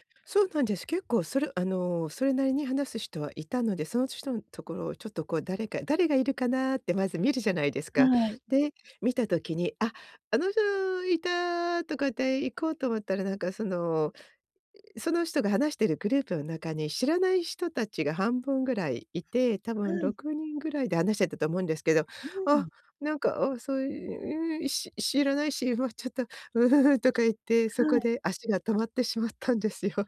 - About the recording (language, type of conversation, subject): Japanese, advice, 友人の集まりで孤立感を感じて話に入れないとき、どうすればいいですか？
- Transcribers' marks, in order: laughing while speaking: "ま、ちょっとう、うんとか"; laughing while speaking: "しまったんですよ"